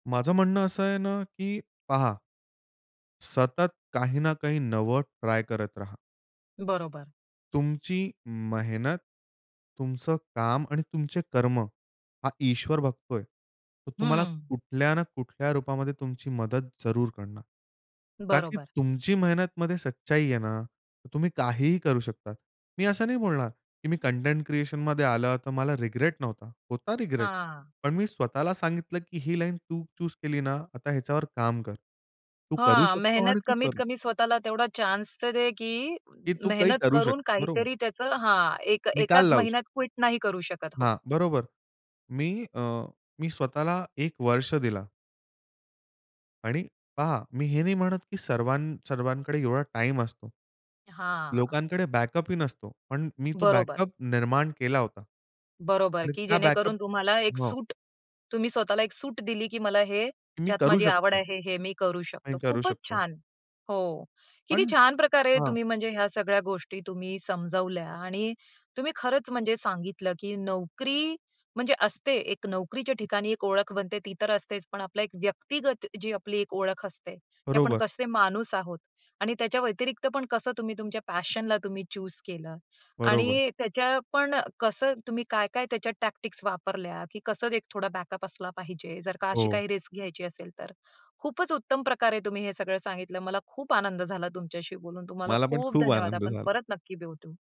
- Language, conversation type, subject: Marathi, podcast, तुमची नोकरी तुमची ओळख कशी बनवते?
- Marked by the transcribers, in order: in English: "रिग्रेट"; in English: "चूज"; other background noise; tapping; in English: "क्विट"; in English: "बॅकअप"; in English: "बॅकअप"; in English: "बॅकअप"; in English: "पॅशनला"; in English: "चूज"; in English: "टॅक्टिक्स"; in English: "बॅकअप"; joyful: "मला पण खूप आनंद झाला"